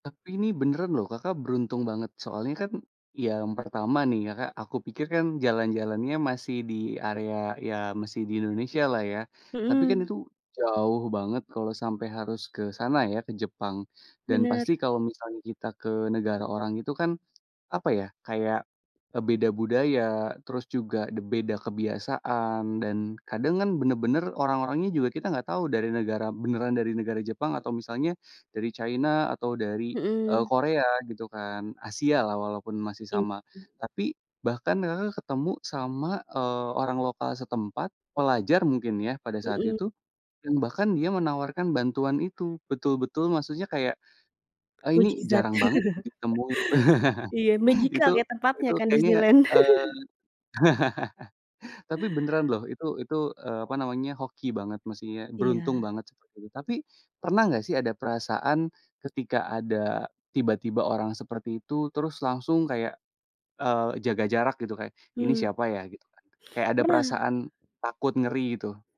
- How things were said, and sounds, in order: chuckle; in English: "magical"; chuckle; laugh; sniff
- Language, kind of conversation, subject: Indonesian, podcast, Apa pengalamanmu saat bertemu orang asing yang membantumu?
- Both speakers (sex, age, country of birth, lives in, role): female, 35-39, Indonesia, Indonesia, guest; male, 30-34, Indonesia, Indonesia, host